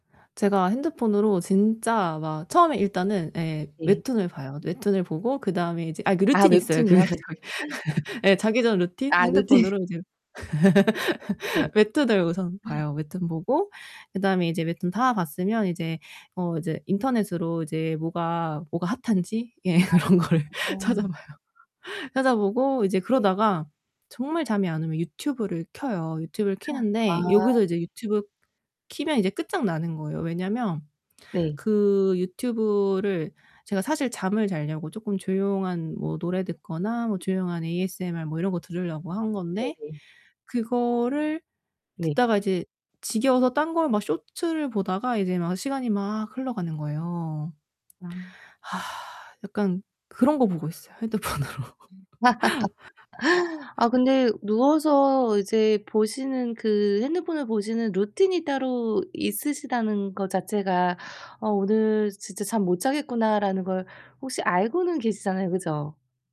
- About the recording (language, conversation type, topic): Korean, advice, 규칙적인 수면 리듬을 꾸준히 만드는 방법은 무엇인가요?
- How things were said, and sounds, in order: laugh; laughing while speaking: "그 자기"; laugh; laughing while speaking: "루틴"; tapping; laugh; distorted speech; laughing while speaking: "예 그런 거를 찾아봐요"; other background noise; sigh; laugh; laughing while speaking: "핸드폰으로"; laugh